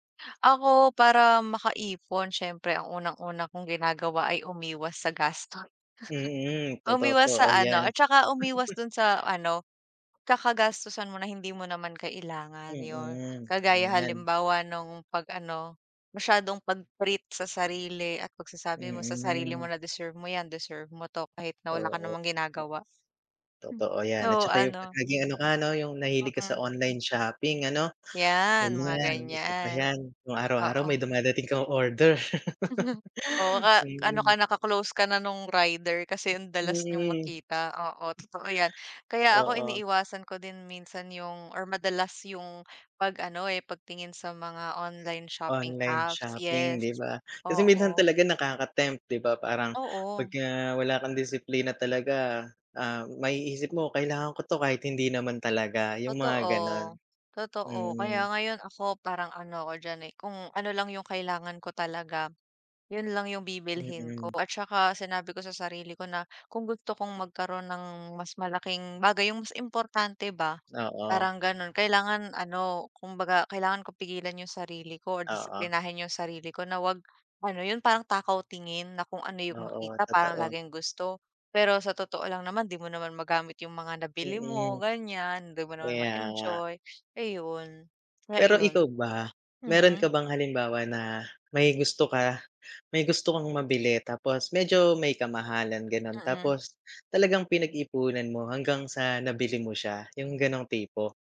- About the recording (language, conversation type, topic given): Filipino, unstructured, Ano ang paborito mong paraan ng pag-iipon?
- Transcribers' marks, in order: other background noise; chuckle; chuckle; tapping; chuckle